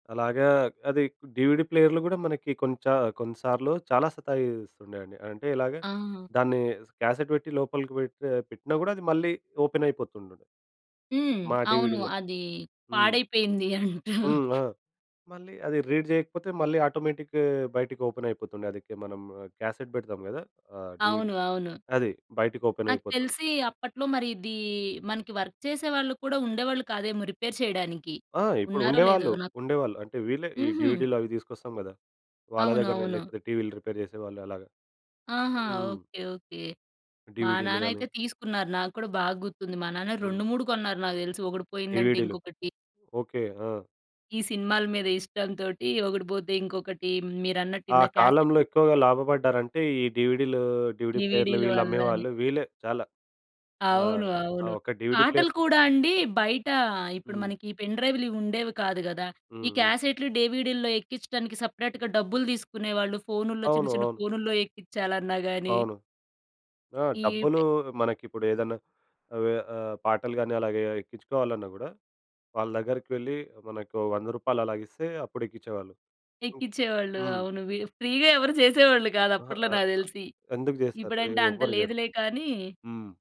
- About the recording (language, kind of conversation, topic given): Telugu, podcast, వీడియో కాసెట్‌లు లేదా డీవీడీలు ఉన్న రోజుల్లో మీకు ఎలాంటి అనుభవాలు గుర్తొస్తాయి?
- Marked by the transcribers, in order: in English: "డీవీడీ"; in English: "క్యాసెట్"; in English: "ఓపెన్"; other background noise; chuckle; other noise; in English: "రీడ్"; in English: "ఆటోమేటిక్"; in English: "ఓపెన్"; in English: "క్యాసెట్"; in English: "డీవీడీ"; in English: "ఓపెన్"; in English: "వర్క్"; in English: "రిపేర్"; in English: "రిపేర్"; in English: "డీవీడీ"; in English: "డీవీడీ ప్లేయర్"; in English: "డివిడి‌లో"; in English: "సెపరేట్‌గా"; tapping; in English: "ఫ్రీగా"